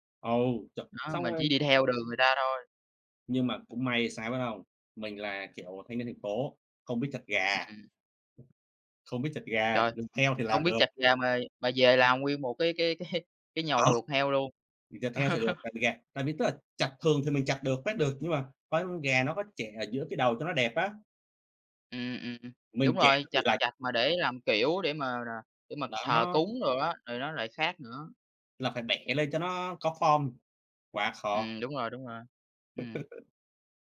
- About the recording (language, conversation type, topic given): Vietnamese, unstructured, Bạn đã bao giờ thử làm bánh hoặc nấu một món mới chưa?
- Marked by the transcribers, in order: tapping; laughing while speaking: "cái"; chuckle; other background noise; in English: "form"; chuckle